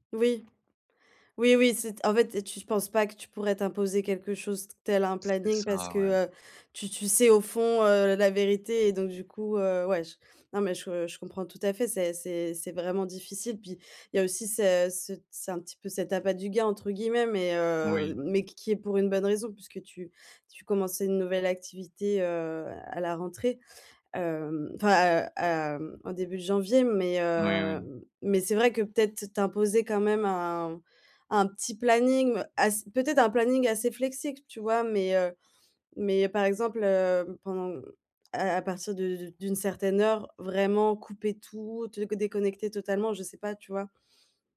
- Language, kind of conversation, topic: French, advice, Comment puis-je redéfinir mes limites entre le travail et la vie personnelle pour éviter l’épuisement professionnel ?
- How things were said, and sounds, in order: none